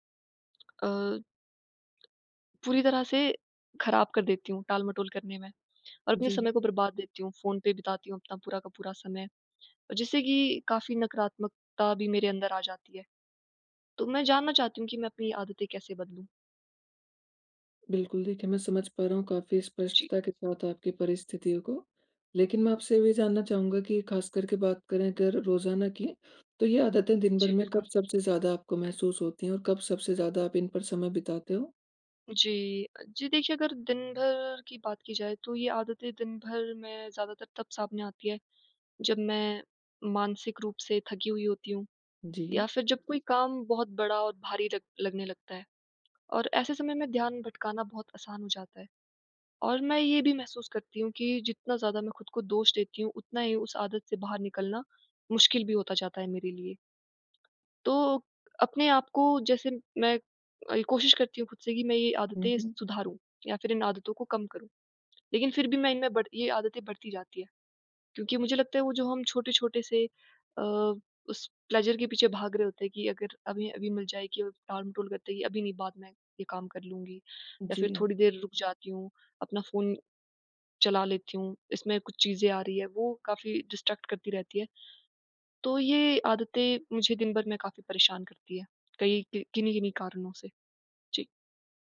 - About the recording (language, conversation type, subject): Hindi, advice, मैं नकारात्मक आदतों को बेहतर विकल्पों से कैसे बदल सकता/सकती हूँ?
- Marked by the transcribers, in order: tapping; in English: "प्लेज़र"; in English: "डिस्ट्रैक्ट"